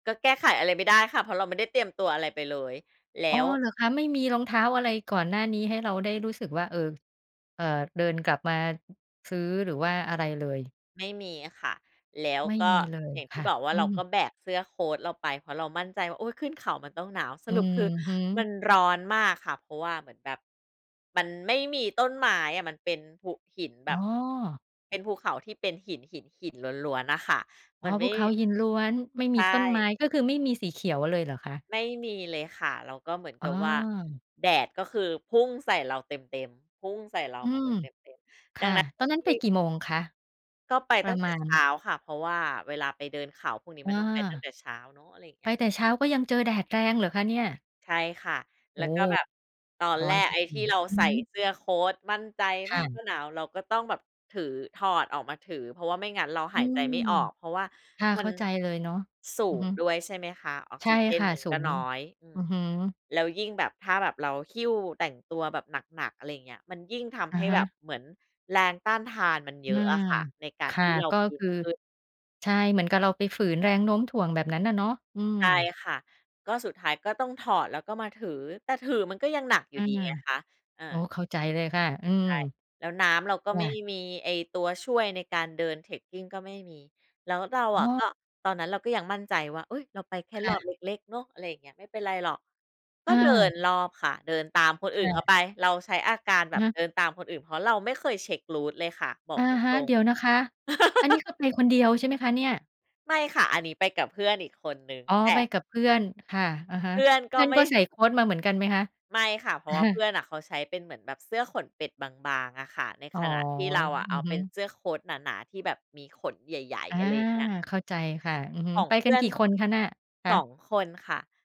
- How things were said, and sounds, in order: tapping; stressed: "ร้อน"; surprised: "ไปแต่เช้าก็ยังเจอแดดแรงเหรอคะเนี่ย ?"; surprised: "อะฮะ เดี๋ยวนะคะ อันนี้คือไปคนเดียวใช่ไหมคะเนี่ย ?"; in English: "route"; laugh; chuckle; other background noise
- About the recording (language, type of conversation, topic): Thai, podcast, เคยหลงทางจนใจหายไหม เล่าให้ฟังหน่อย?